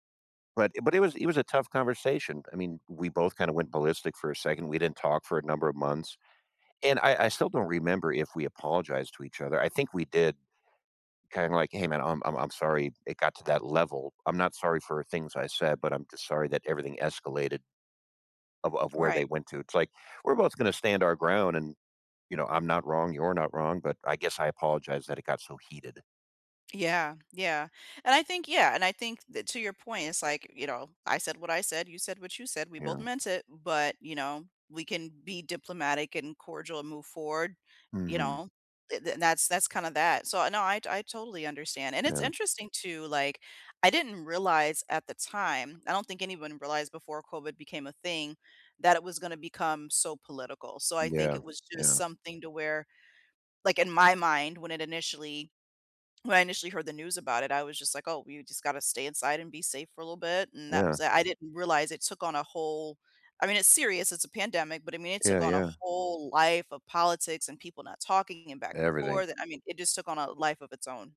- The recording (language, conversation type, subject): English, unstructured, How do you deal with someone who refuses to apologize?
- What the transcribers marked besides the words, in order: none